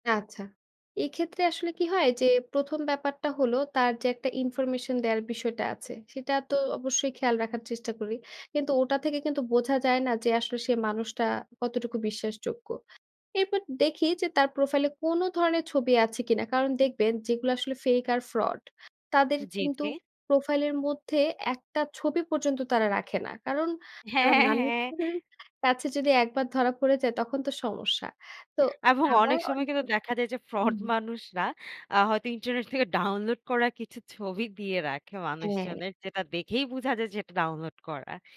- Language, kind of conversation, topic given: Bengali, podcast, অনলাইনে আপনি কাউকে কীভাবে বিশ্বাস করেন?
- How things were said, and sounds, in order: tapping; laughing while speaking: "হ্যাঁ, হ্যাঁ"; laughing while speaking: "ফ্রড"